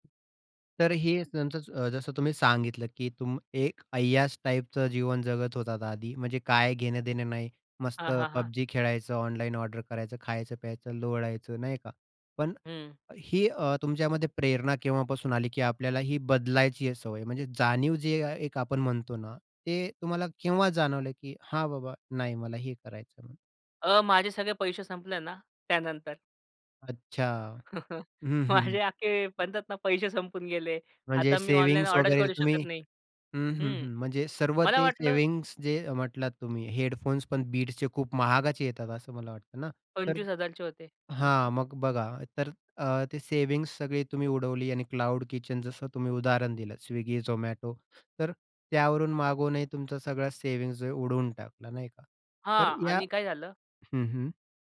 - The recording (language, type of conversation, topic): Marathi, podcast, कुठल्या सवयी बदलल्यामुळे तुमचं आयुष्य सुधारलं, सांगाल का?
- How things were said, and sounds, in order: tapping; unintelligible speech; chuckle; other background noise; chuckle